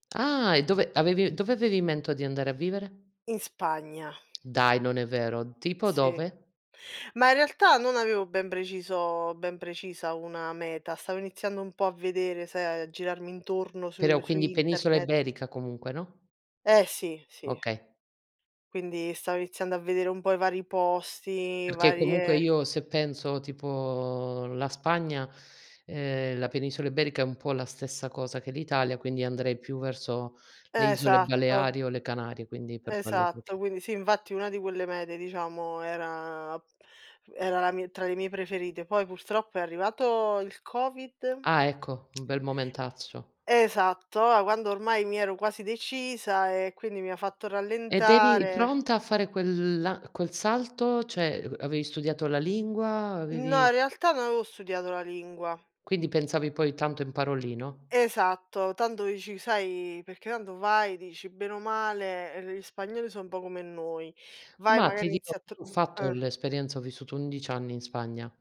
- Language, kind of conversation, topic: Italian, unstructured, Hai mai rinunciato a un sogno? Perché?
- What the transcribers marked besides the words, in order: tapping; other background noise; "infatti" said as "invatti"; "momentaccio" said as "momentazcio"; "Cioè" said as "ceh"; "avevo" said as "aveo"